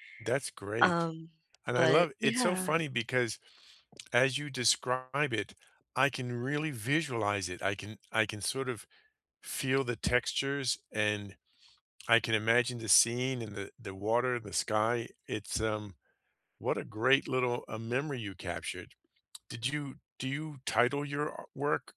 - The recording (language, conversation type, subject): English, unstructured, What’s a recent small win you’re proud to share, and how can we celebrate it together?
- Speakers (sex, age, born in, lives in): female, 20-24, United States, United States; male, 55-59, United States, United States
- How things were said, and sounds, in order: none